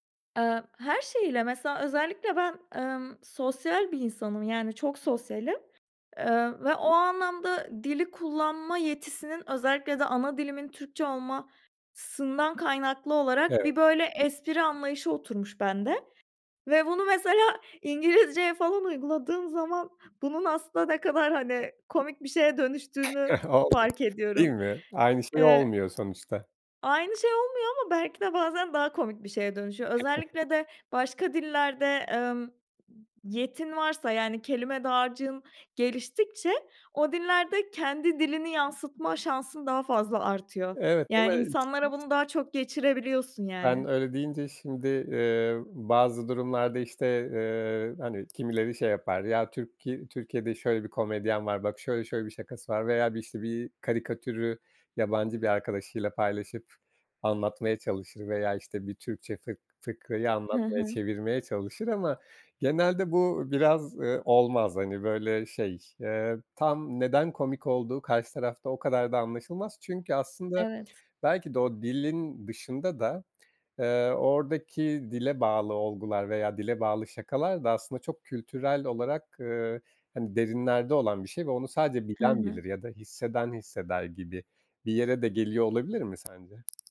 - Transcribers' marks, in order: other background noise; laughing while speaking: "İngilizceye falan uyguladığım zaman"; giggle; laughing while speaking: "Olmuyor"; tapping; chuckle; unintelligible speech
- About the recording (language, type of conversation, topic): Turkish, podcast, Dil, kimlik oluşumunda ne kadar rol oynar?